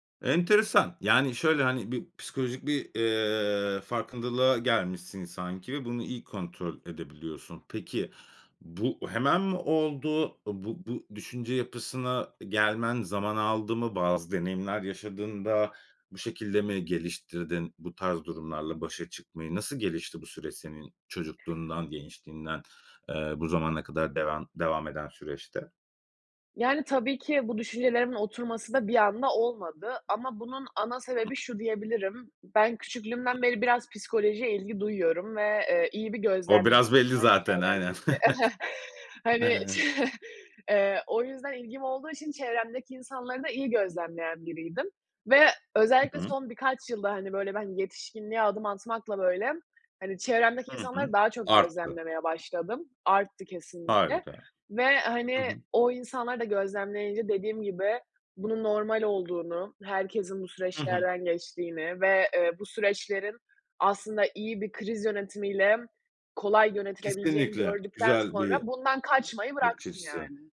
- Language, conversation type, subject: Turkish, podcast, Motivasyonunu uzun vadede nasıl koruyorsun ve kaybettiğinde ne yapıyorsun?
- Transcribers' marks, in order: other background noise; tapping; chuckle; laughing while speaking: "hani, çe"